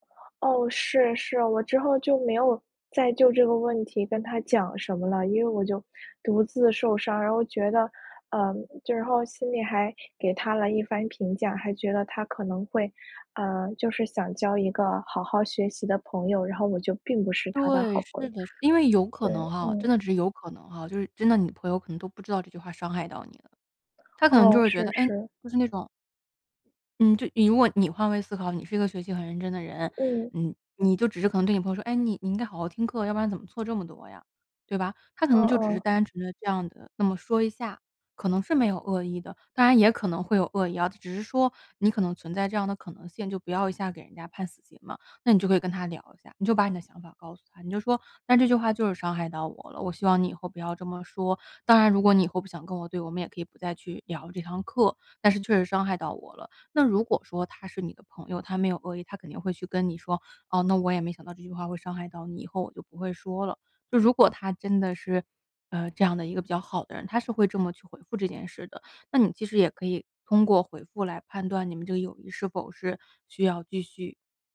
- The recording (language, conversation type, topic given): Chinese, advice, 朋友对我某次行为作出严厉评价让我受伤，我该怎么面对和沟通？
- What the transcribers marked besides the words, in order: stressed: "对"; stressed: "人"